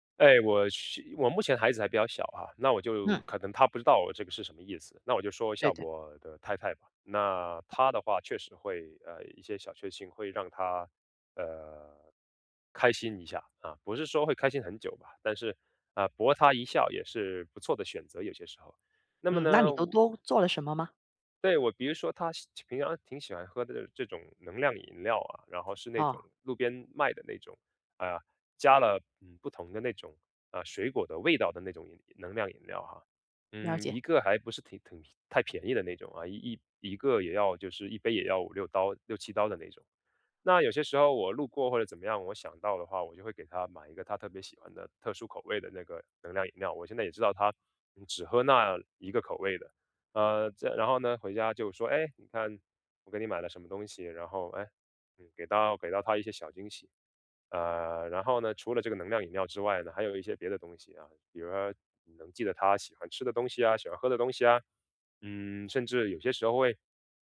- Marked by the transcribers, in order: other background noise
- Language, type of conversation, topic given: Chinese, podcast, 能聊聊你日常里的小确幸吗？